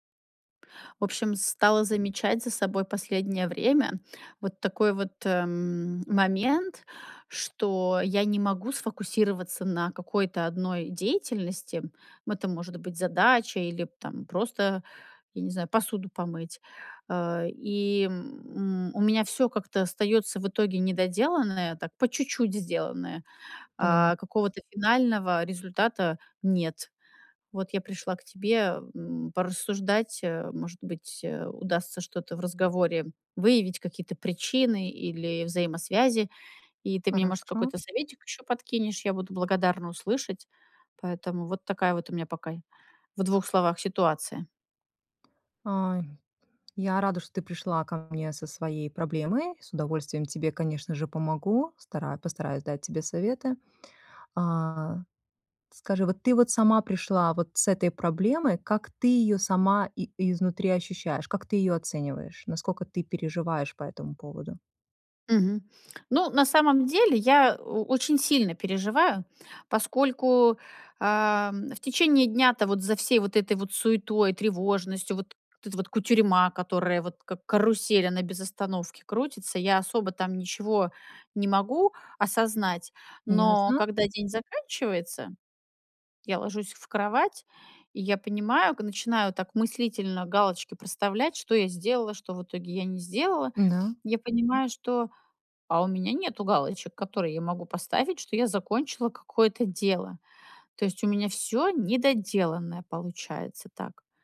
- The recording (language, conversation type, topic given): Russian, advice, Как у вас проявляется привычка часто переключаться между задачами и терять фокус?
- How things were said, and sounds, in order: tapping